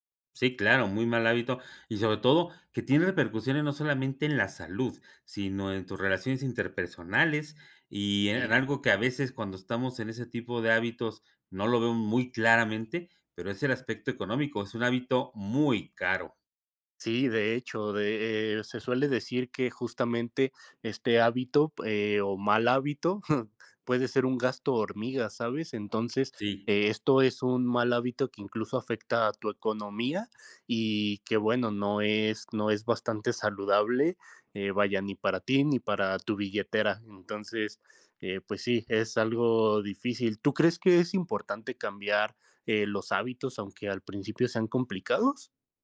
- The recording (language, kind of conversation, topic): Spanish, unstructured, ¿Alguna vez cambiaste un hábito y te sorprendieron los resultados?
- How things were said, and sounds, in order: chuckle